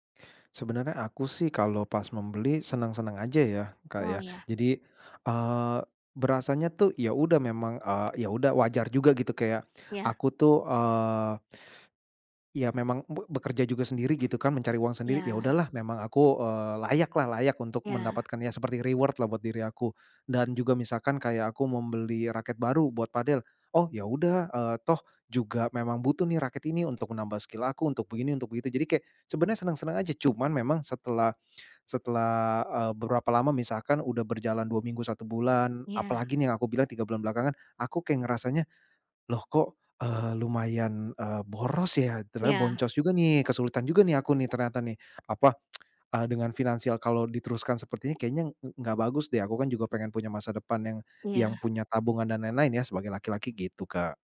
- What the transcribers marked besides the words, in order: in English: "reward-lah"; in English: "skill"; tsk
- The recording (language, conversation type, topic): Indonesian, advice, Bagaimana cara menahan diri saat ada diskon besar atau obral kilat?